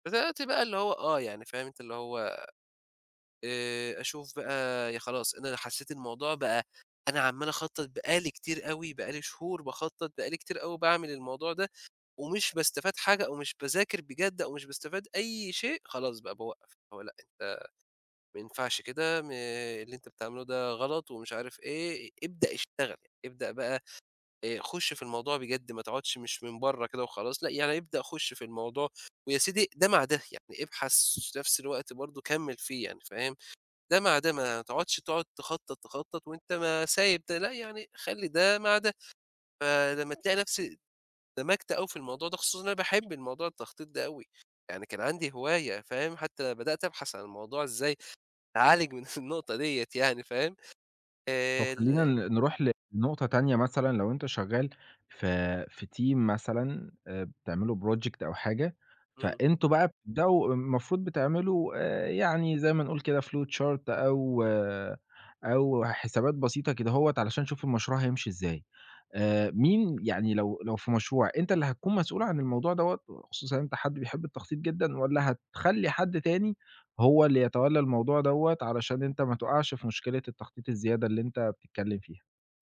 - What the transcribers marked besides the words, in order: tapping; laughing while speaking: "أعالج من النقطة دِيّة"; in English: "team"; in English: "project"; in English: "flowchart"
- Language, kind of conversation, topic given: Arabic, podcast, إزاي بتوازن بين التخطيط والتجريب العفوي؟